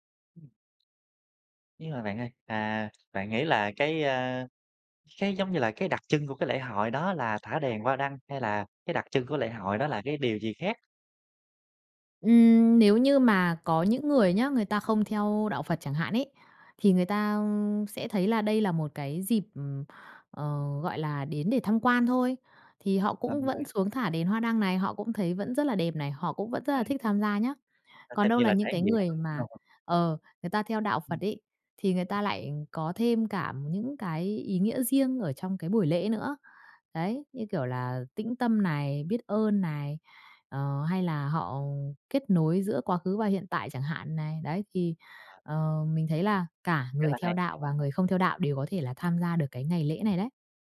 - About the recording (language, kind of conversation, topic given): Vietnamese, podcast, Bạn có thể kể về một lần bạn thử tham gia lễ hội địa phương không?
- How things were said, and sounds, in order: tapping; other background noise; unintelligible speech